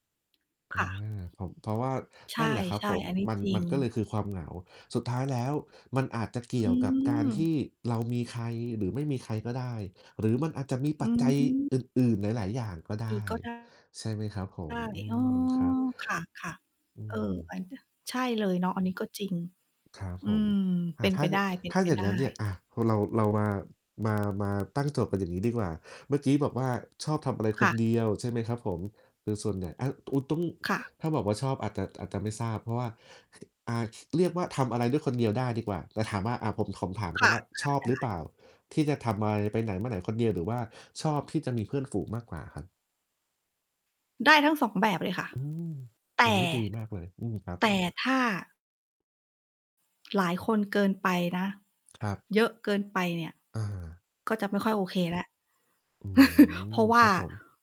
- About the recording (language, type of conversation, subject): Thai, unstructured, ทำไมบางคนถึงรู้สึกเหงาแม้อยู่ท่ามกลางผู้คนมากมาย?
- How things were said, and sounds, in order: static; tapping; distorted speech; mechanical hum; stressed: "เดี๋ยว"; other noise; chuckle